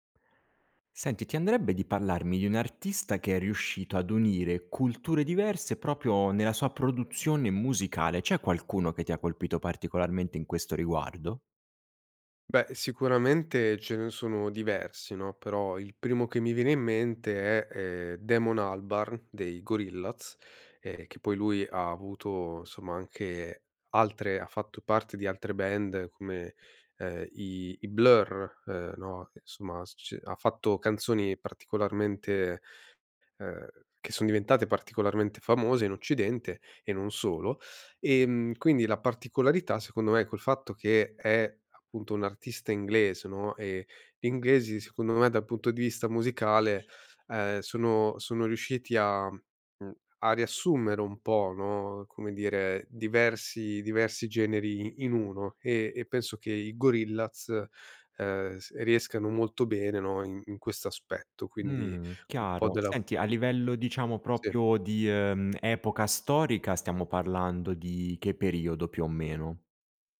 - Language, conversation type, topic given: Italian, podcast, Ci parli di un artista che unisce culture diverse nella sua musica?
- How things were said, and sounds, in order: "parlarmi" said as "pallarmi"; "proprio" said as "propio"; other background noise; tapping; "proprio" said as "propio"